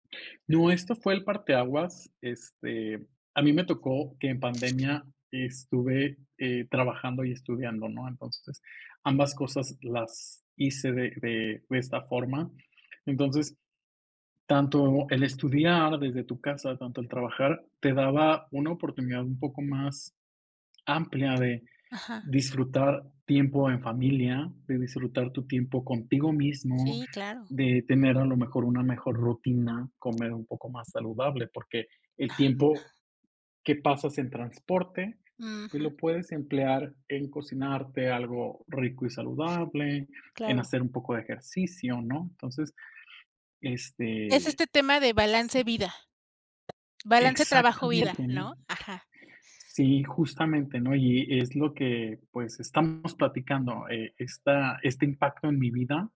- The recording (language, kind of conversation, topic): Spanish, podcast, ¿Qué opinas del teletrabajo y de su impacto en la vida cotidiana?
- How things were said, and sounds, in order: other background noise; tapping